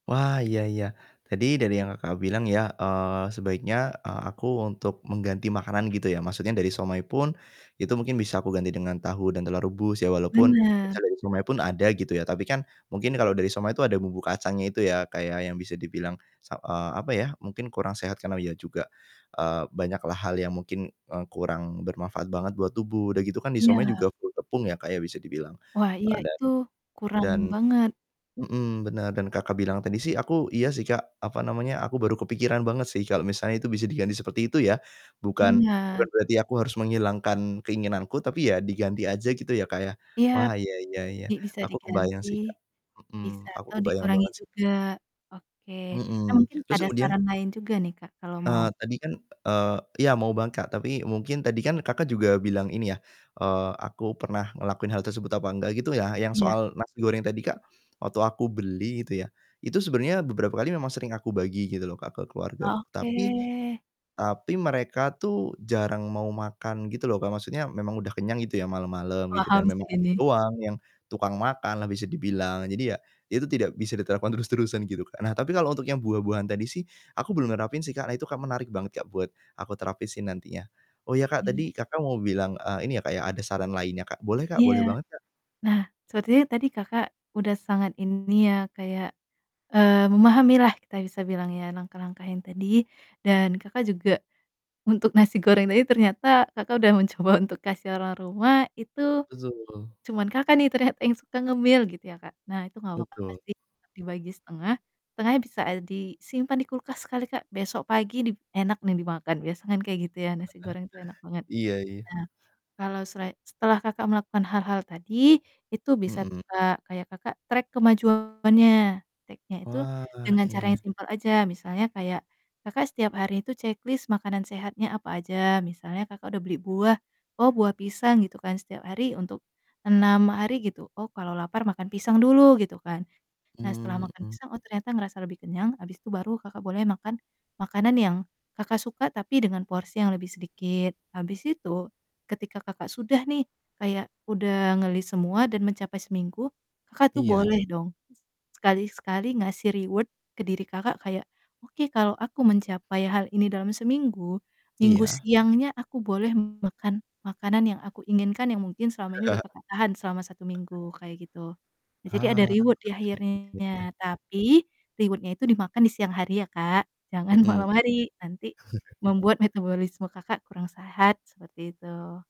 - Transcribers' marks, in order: distorted speech; static; tapping; other background noise; laughing while speaking: "terus-terusan"; laughing while speaking: "mencoba"; laughing while speaking: "ternyata"; laugh; in English: "track"; in English: "track-nya"; in English: "checklist"; in English: "nge-list"; in English: "reward"; chuckle; unintelligible speech; in English: "reward"; in English: "reward-nya"; laughing while speaking: "malam hari"; chuckle
- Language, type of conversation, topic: Indonesian, advice, Mengapa dan bagaimana Anda ingin mengubah kebiasaan makan yang tidak sehat?
- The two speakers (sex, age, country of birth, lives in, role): female, 25-29, Indonesia, Indonesia, advisor; male, 25-29, Indonesia, Indonesia, user